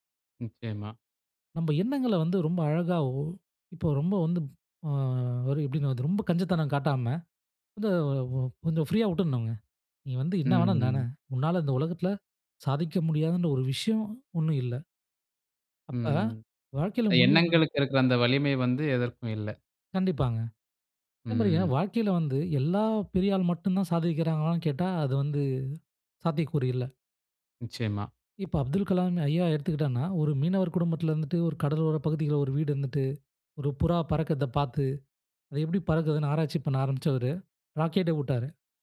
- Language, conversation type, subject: Tamil, podcast, கற்றதை நீண்டகாலம் நினைவில் வைத்திருக்க நீங்கள் என்ன செய்கிறீர்கள்?
- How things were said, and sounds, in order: trusting: "இந்த உலகத்ல சாதிக்க முடியாதுன்ற ஒரு விஷ்யம் ஒண்ணும் இல்ல!"; other background noise